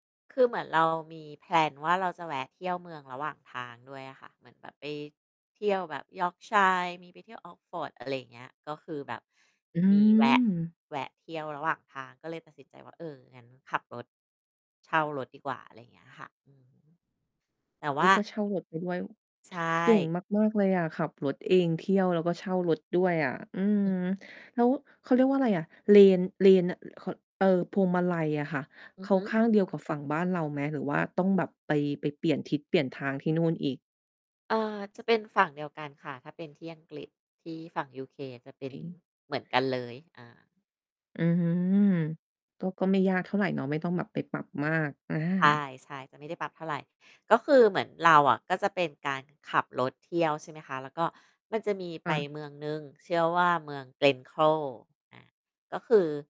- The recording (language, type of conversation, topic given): Thai, podcast, คุณช่วยแนะนำสถานที่ท่องเที่ยวทางธรรมชาติที่ทำให้คุณอ้าปากค้างที่สุดหน่อยได้ไหม?
- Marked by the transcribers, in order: in English: "แพลน"; distorted speech